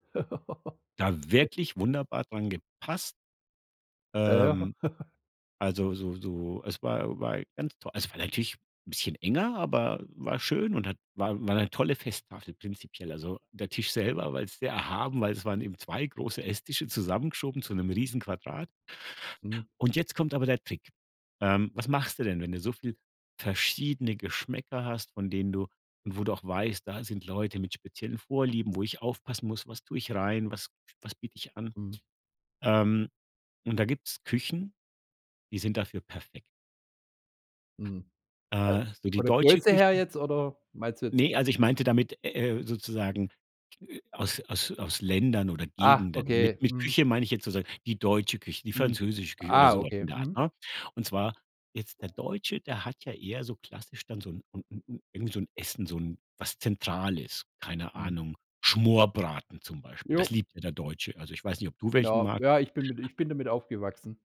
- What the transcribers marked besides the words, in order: chuckle; stressed: "wirklich"; chuckle; other background noise
- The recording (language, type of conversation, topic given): German, podcast, Wie gehst du mit Allergien und Vorlieben bei Gruppenessen um?